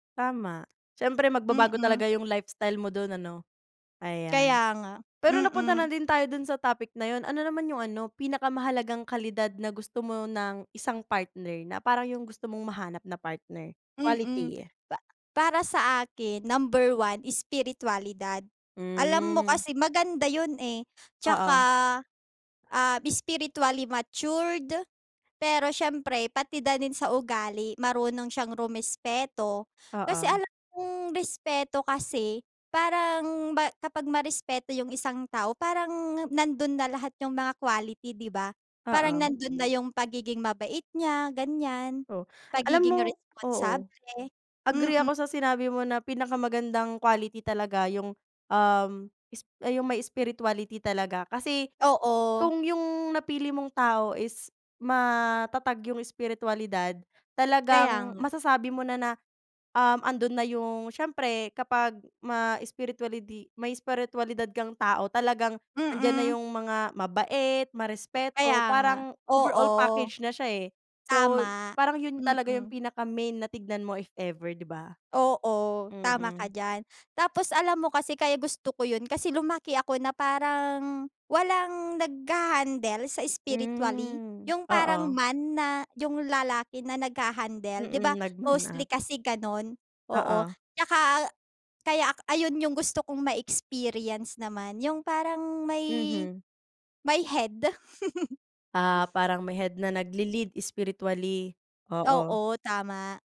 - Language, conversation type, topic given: Filipino, unstructured, Paano mo malalaman kung handa ka na sa isang relasyon, at ano ang pinakamahalagang katangian na hinahanap mo sa isang kapareha?
- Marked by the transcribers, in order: tapping; "da nin" said as "na din"; chuckle